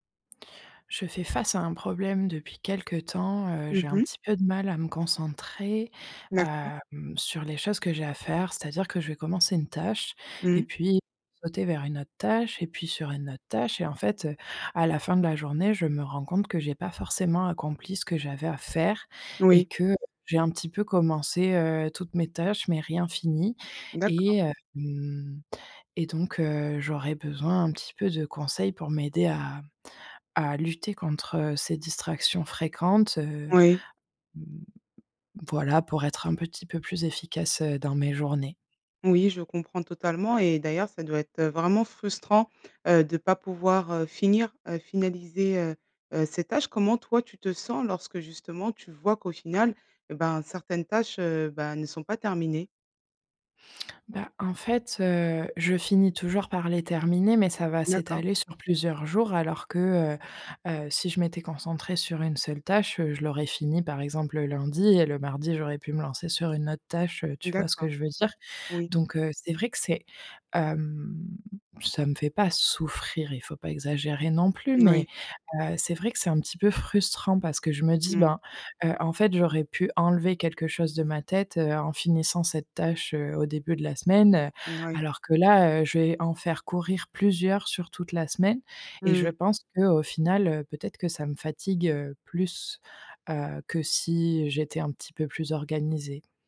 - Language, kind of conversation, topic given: French, advice, Quelles sont vos distractions les plus fréquentes et comment vous autosabotez-vous dans vos habitudes quotidiennes ?
- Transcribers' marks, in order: other background noise